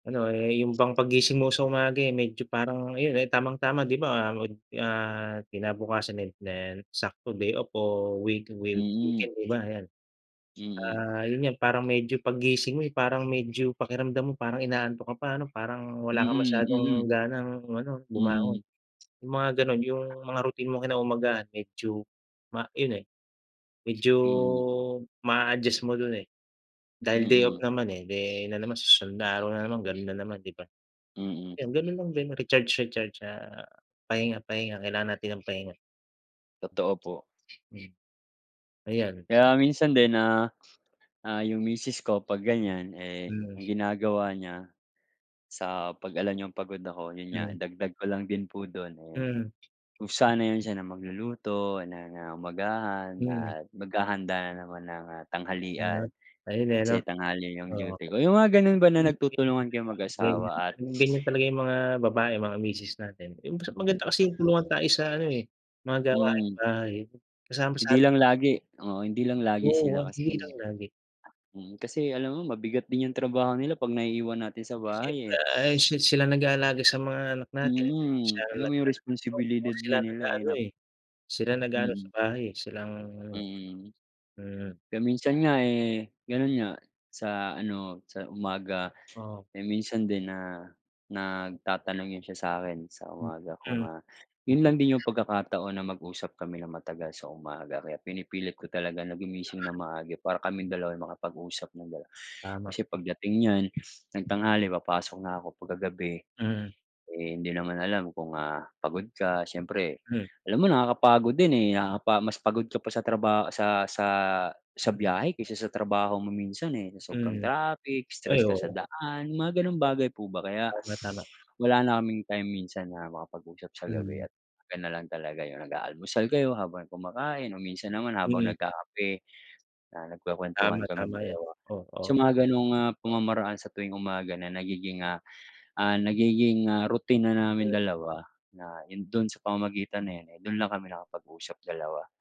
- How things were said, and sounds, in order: other background noise; bird; dog barking
- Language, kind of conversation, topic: Filipino, unstructured, Ano ang ginagawa mo tuwing umaga para magising nang maayos?